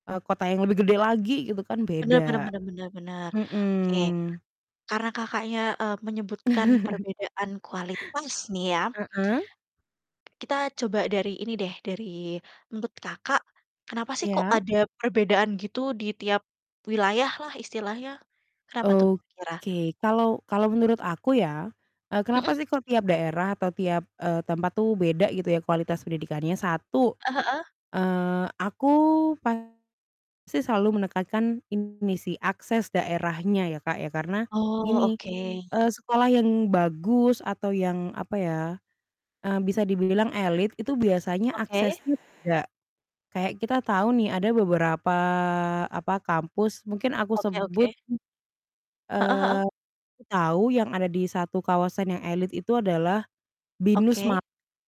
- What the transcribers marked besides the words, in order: static; chuckle; other background noise; tapping; distorted speech
- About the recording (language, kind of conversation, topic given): Indonesian, unstructured, Mengapa kualitas pendidikan berbeda-beda di setiap daerah?